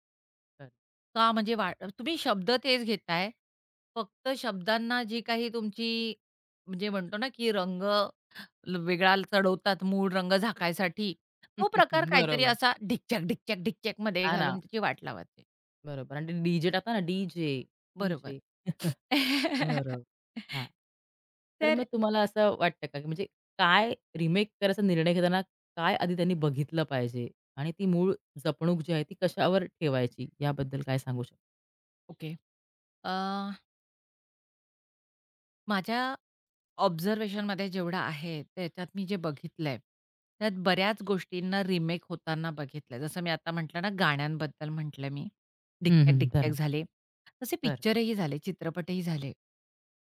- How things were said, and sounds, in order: tapping; chuckle; other background noise; chuckle; other noise; chuckle; in English: "ऑब्झर्वेशनमध्ये"
- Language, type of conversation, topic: Marathi, podcast, रिमेक करताना मूळ कथेचा गाभा कसा जपावा?